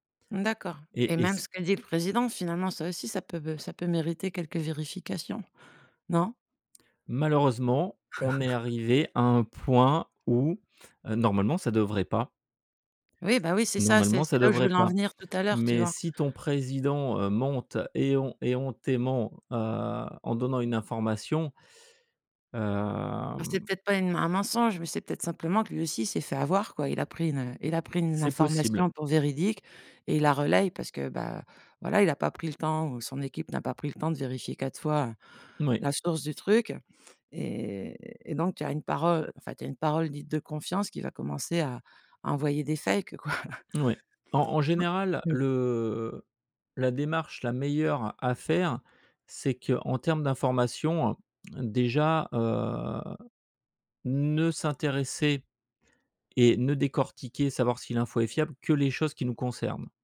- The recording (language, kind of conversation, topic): French, podcast, Comment vérifies-tu qu’une information en ligne est fiable ?
- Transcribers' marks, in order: chuckle; drawn out: "hem"; in English: "fakes"; chuckle; unintelligible speech; stressed: "ne"